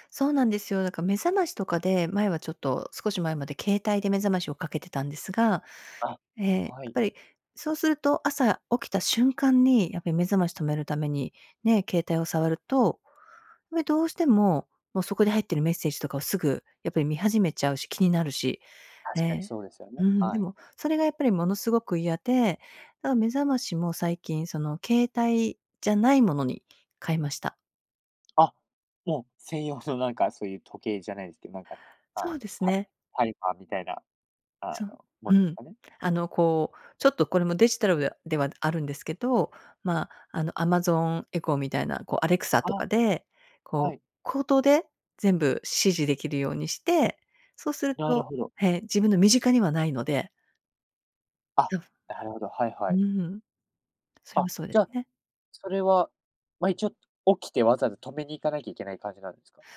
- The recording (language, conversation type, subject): Japanese, podcast, デジタルデトックスを試したことはありますか？
- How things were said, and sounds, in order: laughing while speaking: "専用の"